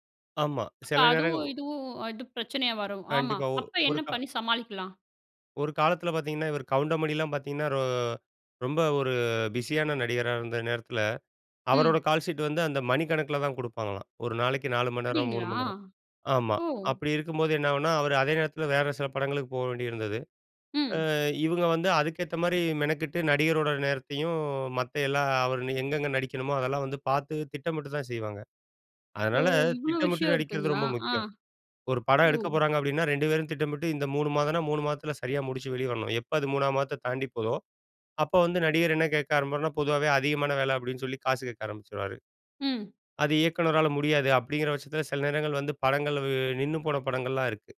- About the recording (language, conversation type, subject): Tamil, podcast, இயக்குனரும் நடிகரும் இடையே நல்ல ஒத்துழைப்பு எப்படி உருவாகிறது?
- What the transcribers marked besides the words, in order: in English: "கால்ஷீட்"; surprised: "ஓ! இவ்ளோ விஷயம் இருக்குங்களா?"